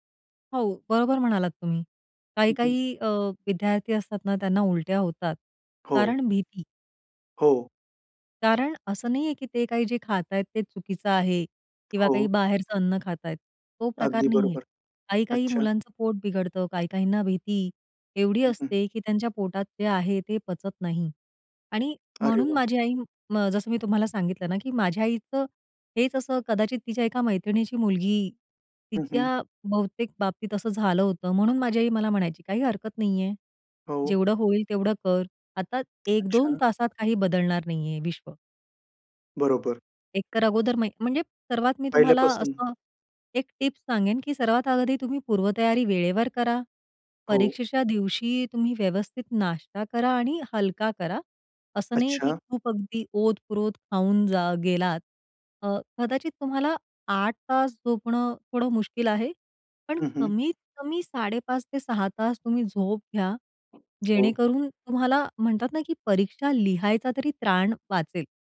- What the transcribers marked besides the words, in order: other background noise; tapping
- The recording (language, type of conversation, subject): Marathi, podcast, परीक्षेतील ताण कमी करण्यासाठी तुम्ही काय करता?